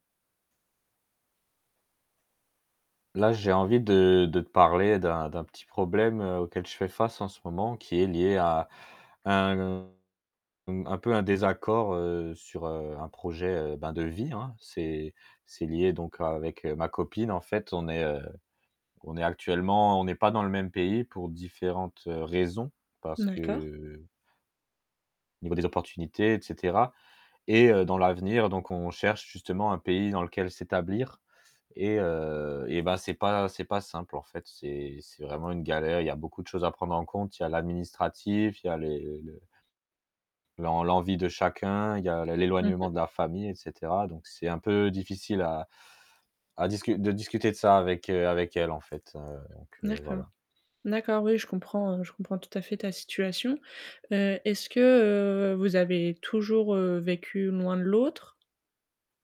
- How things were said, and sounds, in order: static; other background noise; distorted speech
- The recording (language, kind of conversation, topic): French, advice, Comment gérer des désaccords sur les projets de vie (enfants, déménagement, carrière) ?